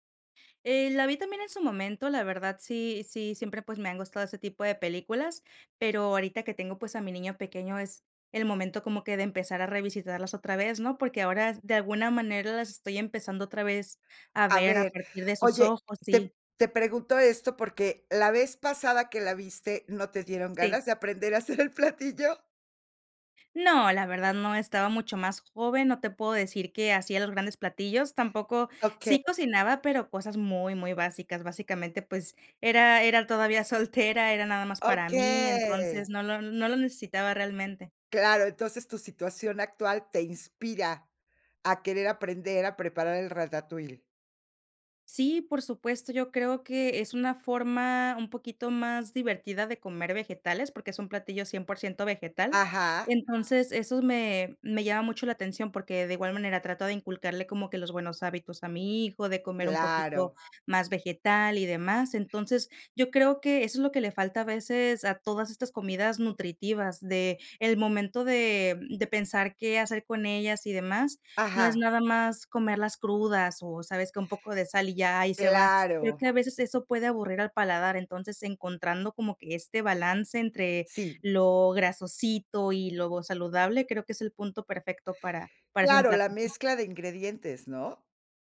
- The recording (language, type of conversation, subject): Spanish, podcast, ¿Qué plato te gustaría aprender a preparar ahora?
- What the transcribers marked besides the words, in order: laughing while speaking: "hacer el"; drawn out: "Okey"; other background noise